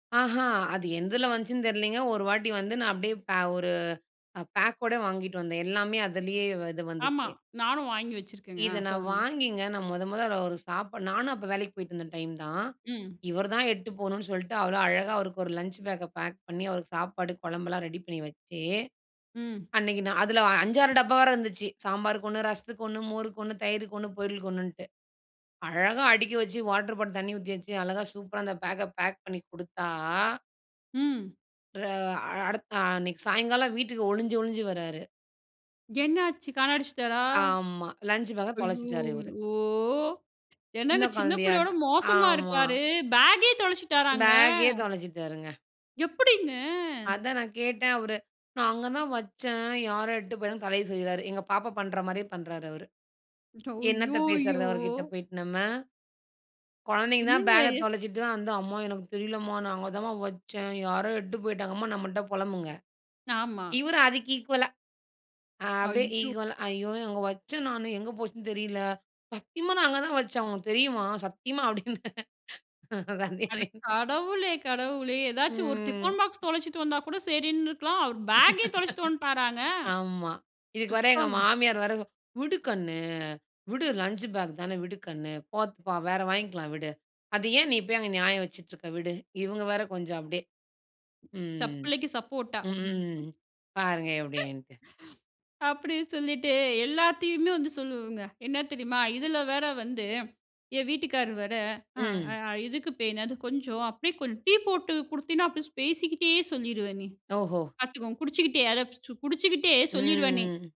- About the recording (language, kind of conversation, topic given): Tamil, podcast, மாலை நேரத்தில் குடும்பத்துடன் நேரம் கழிப்பது பற்றி உங்கள் எண்ணம் என்ன?
- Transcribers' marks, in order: tapping; other noise; surprised: "பேக்கே தொலைச்சுட்டாராங்க?"; drawn out: "எப்படிங்க?"; drawn out: "அய்யயோ"; in English: "இக்வால்லா"; in English: "ஈக்வல"; laugh; laughing while speaking: "கண்டுக்கவேயில்ல"; drawn out: "ம்"; laugh; laugh; drawn out: "ம்"